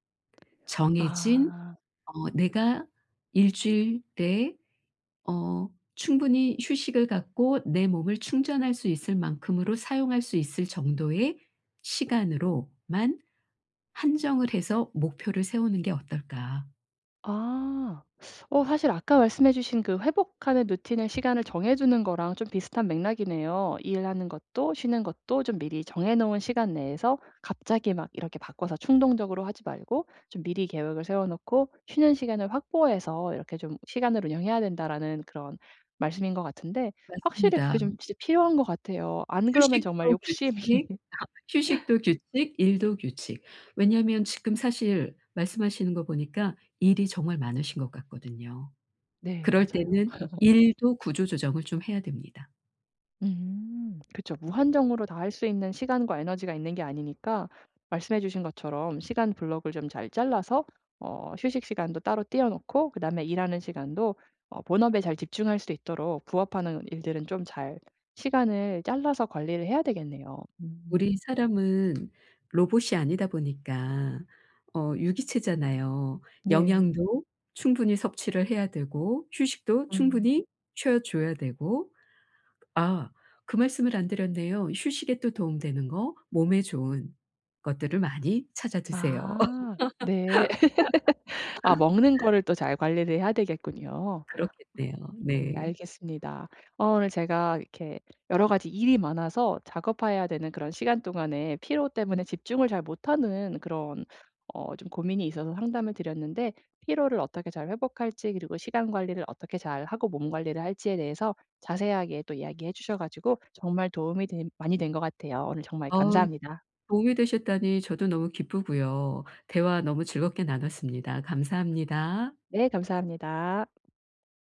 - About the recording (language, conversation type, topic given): Korean, advice, 긴 작업 시간 동안 피로를 관리하고 에너지를 유지하기 위한 회복 루틴을 어떻게 만들 수 있을까요?
- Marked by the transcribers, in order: teeth sucking; laughing while speaking: "욕심이"; laugh; laugh; tapping; laugh; laugh; "작업해야" said as "작업하야"